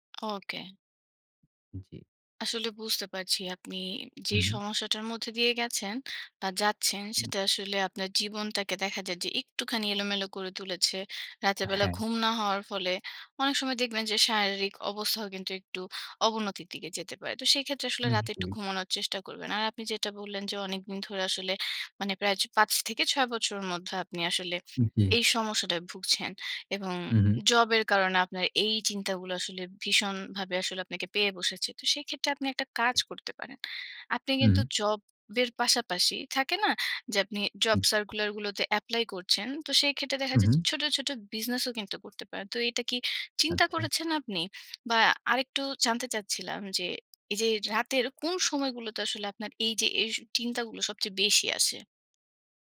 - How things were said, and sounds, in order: tapping
- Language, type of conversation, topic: Bengali, advice, রাতে চিন্তায় ভুগে ঘুমাতে না পারার সমস্যাটি আপনি কীভাবে বর্ণনা করবেন?